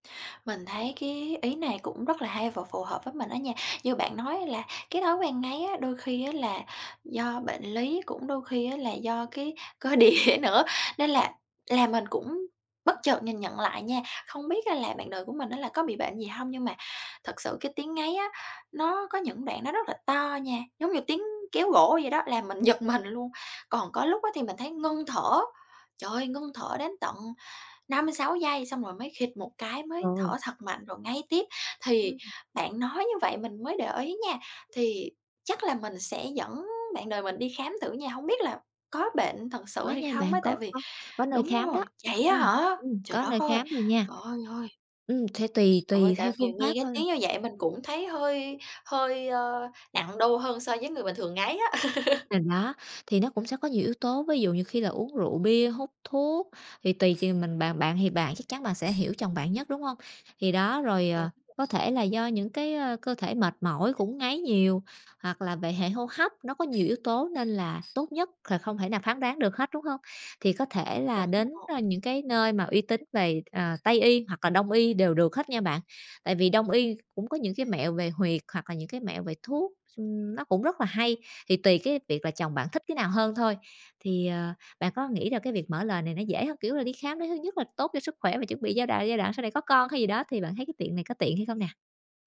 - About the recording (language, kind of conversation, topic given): Vietnamese, advice, Tôi nên làm gì khi giấc ngủ bị gián đoạn bởi tiếng ồn hoặc bạn đời ngáy?
- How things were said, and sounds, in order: laughing while speaking: "cơ địa"; other background noise; tapping; laugh